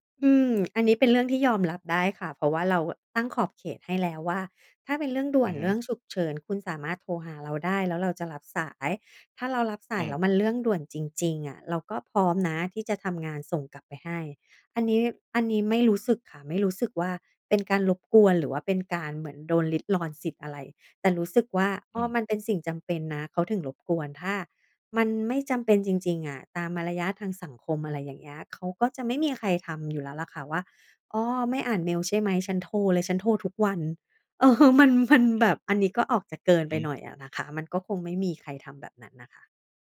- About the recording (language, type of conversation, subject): Thai, podcast, คิดอย่างไรกับการพักร้อนที่ไม่เช็กเมล?
- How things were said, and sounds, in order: laughing while speaking: "เออ มัน มัน"